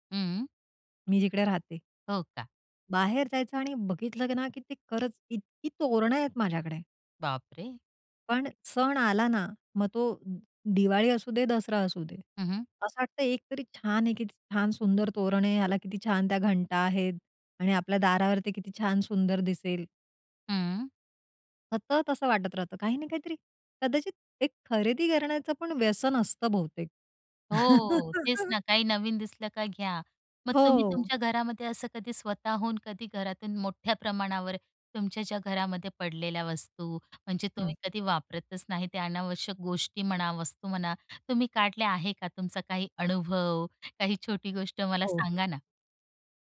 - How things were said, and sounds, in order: unintelligible speech; drawn out: "हो"; laugh; other noise
- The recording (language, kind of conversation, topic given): Marathi, podcast, अनावश्यक वस्तू कमी करण्यासाठी तुमचा उपाय काय आहे?